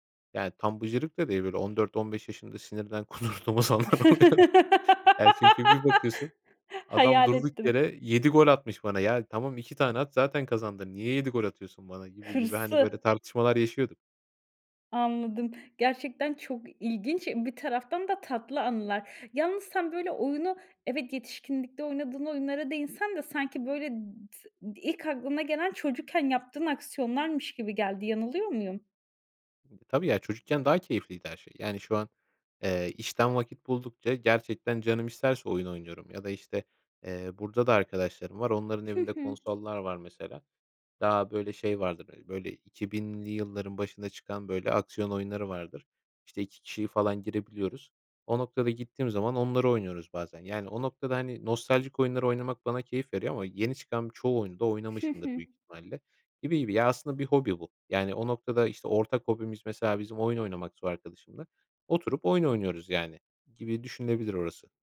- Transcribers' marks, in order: laughing while speaking: "kudurduğum zamanlar oluyordu"; laugh; other background noise
- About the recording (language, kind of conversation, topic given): Turkish, podcast, Video oyunları senin için bir kaçış mı, yoksa sosyalleşme aracı mı?
- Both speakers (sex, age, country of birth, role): female, 30-34, Turkey, host; male, 25-29, Turkey, guest